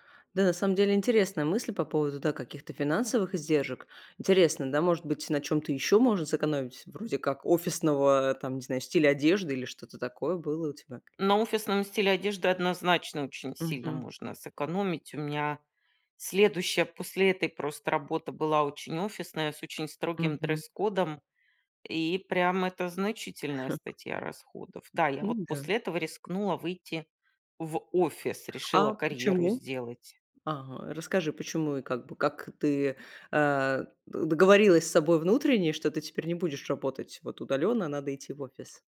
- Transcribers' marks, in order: chuckle
- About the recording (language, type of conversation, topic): Russian, podcast, Как тебе работается из дома, если честно?